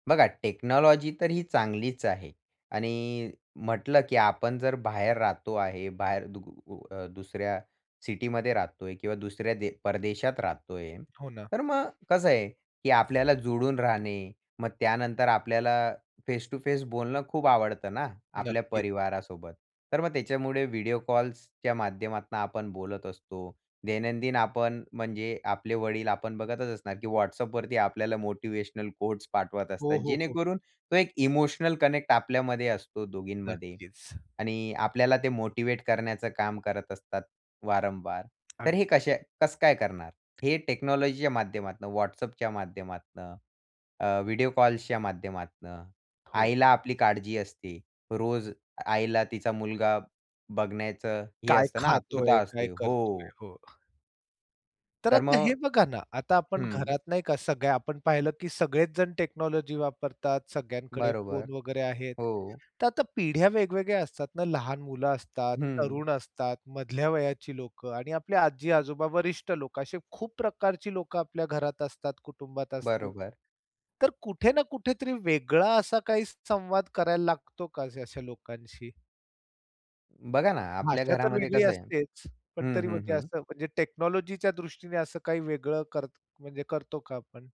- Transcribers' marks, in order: in English: "टेक्नॉलॉजी"; in English: "सिटीमध्ये"; other background noise; in English: "फेस टू फेस"; in English: "मोटिव्हेशनल कोट्स"; in English: "इमोशनल कनेक्ट"; exhale; in English: "मोटिव्हेट"; in English: "टेक्नॉलॉजीच्या"; in English: "टेक्नॉलॉजी"; in English: "टेक्नॉलॉजीच्या"
- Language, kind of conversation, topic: Marathi, podcast, तंत्रज्ञानामुळे कुटुंबातील नातेसंबंध आणि संवादात काय बदल झाला?